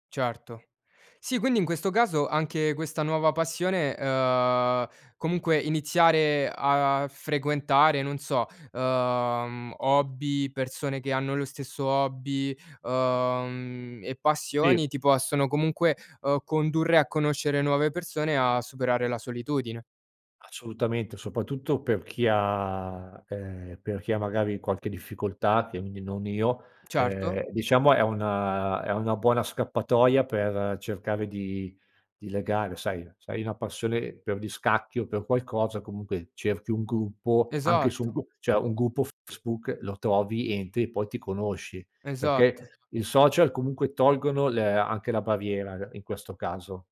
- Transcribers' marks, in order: other background noise; unintelligible speech; "cioè" said as "ceh"; background speech; unintelligible speech
- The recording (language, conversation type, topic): Italian, podcast, Come si supera la solitudine in città, secondo te?